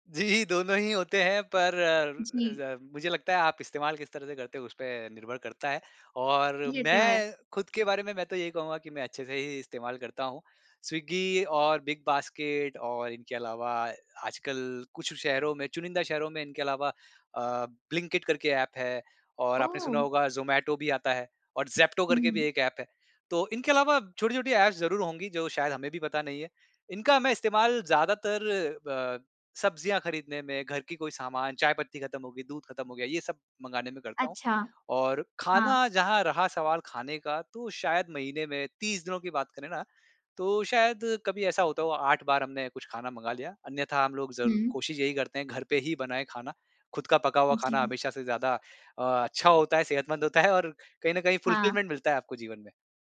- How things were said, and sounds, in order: laughing while speaking: "जी। दोनों ही होते हैं"; in English: "ऐप्स"; in English: "फ़ुलफ़िलमेंट"
- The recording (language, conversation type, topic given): Hindi, podcast, कौन सा ऐप आपकी ज़िंदगी को आसान बनाता है और क्यों?